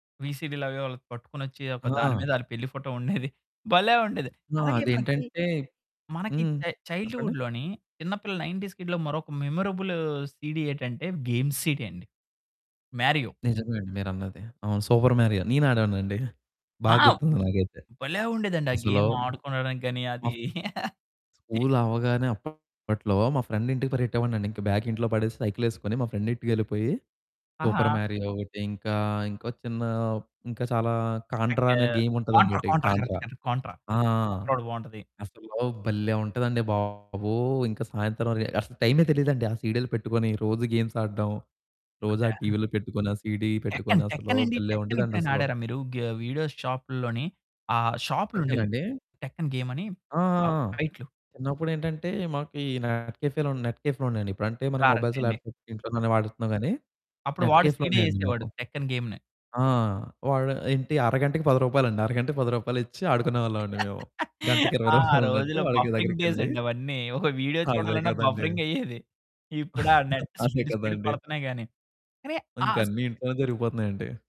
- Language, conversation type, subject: Telugu, podcast, మీకు వచ్చిన మొదటి రికార్డు లేదా కాసెట్ గురించి మీకు ఏ జ్ఞాపకం ఉంది?
- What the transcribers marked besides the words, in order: chuckle; static; in English: "చై చైల్డ్‌హుడ్‌లోని"; in English: "నైన్టీస్ కిడ్‌లో"; in English: "సీడీ"; in English: "గేమ్స్ సీడీ"; in English: "సూపర్ మారియో"; laugh; distorted speech; in English: "బ్యాగ్"; in English: "సూపర్ మారియో"; in English: "కా కాంట్రా, కాంట్రా కరక్ట్, కరక్ట్. కాంట్రా"; in English: "కాంట్రా"; in English: "కాంట్రా"; in English: "గేమ్స్"; in English: "టెక్కన్"; in English: "టెక్కన్"; in English: "మొబైల్స్, ల్యాప్టాప్స్"; in English: "నెట్"; in English: "సీడీ"; in English: "టెక్కన్ గేమ్‌ని"; laugh; in English: "బఫరింగ్"; laughing while speaking: "రూపాయలన్నట్టు"; in English: "నెట్ స్పీడ్ స్పీడ్‌గా"; giggle; other background noise